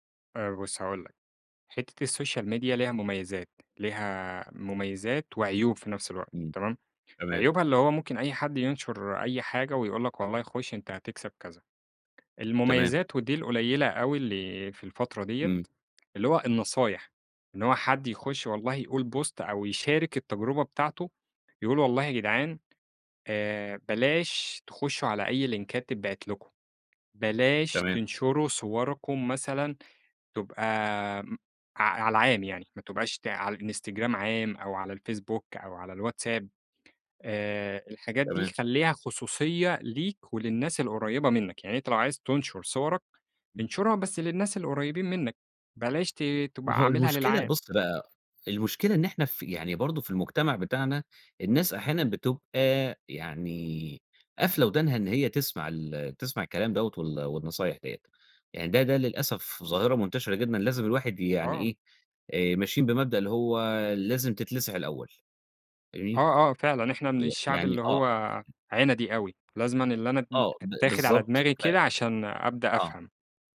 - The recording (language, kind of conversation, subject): Arabic, podcast, إزاي بتحافظ على خصوصيتك على السوشيال ميديا؟
- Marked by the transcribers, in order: in English: "السوشيال ميديا"; tapping; in English: "بوست"; in English: "لينكات"